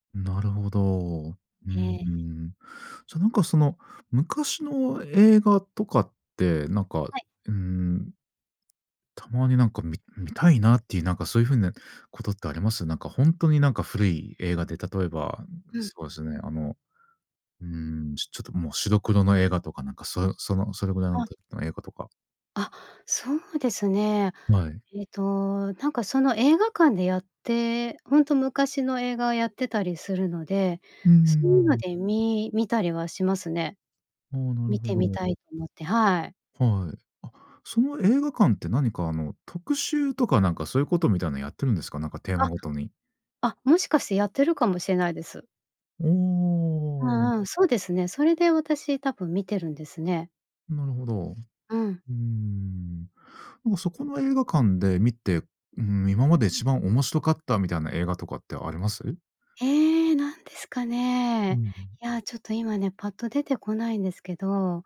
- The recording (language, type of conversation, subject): Japanese, podcast, 映画は映画館で観るのと家で観るのとでは、どちらが好きですか？
- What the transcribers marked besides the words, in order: other noise